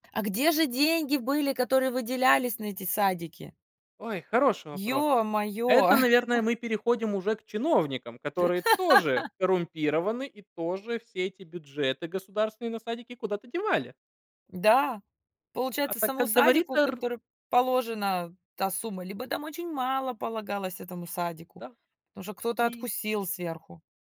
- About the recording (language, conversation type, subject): Russian, unstructured, Как вы думаете, почему коррупция так часто обсуждается в СМИ?
- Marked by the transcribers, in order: chuckle; laugh